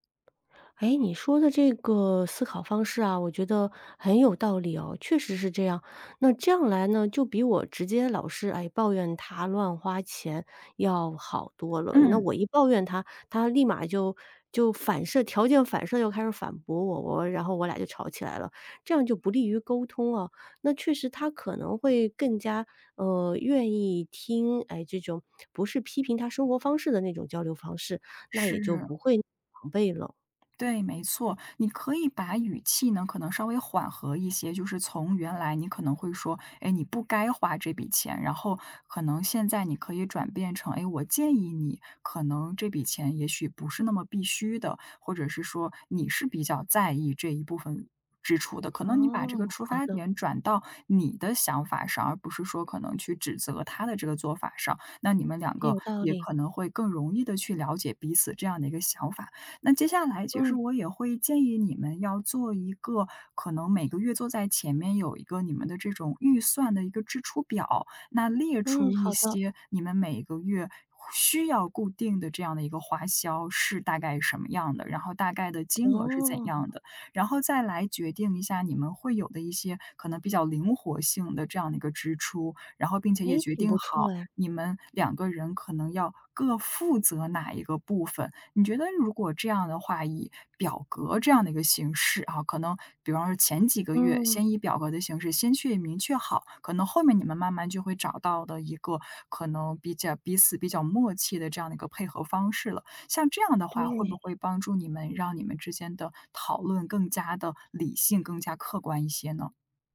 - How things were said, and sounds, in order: tapping; other background noise
- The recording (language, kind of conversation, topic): Chinese, advice, 你和伴侣因日常开支意见不合、总是争吵且难以达成共识时，该怎么办？